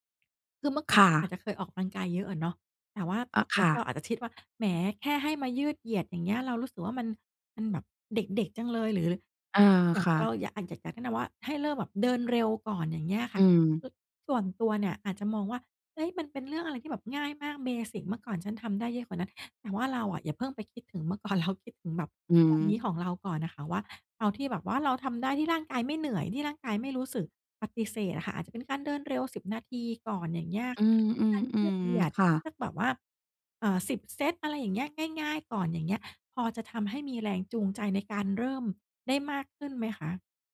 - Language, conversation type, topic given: Thai, advice, ฉันควรเริ่มกลับมาออกกำลังกายหลังคลอดหรือหลังหยุดพักมานานอย่างไร?
- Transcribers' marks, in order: other background noise; laughing while speaking: "ก่อน"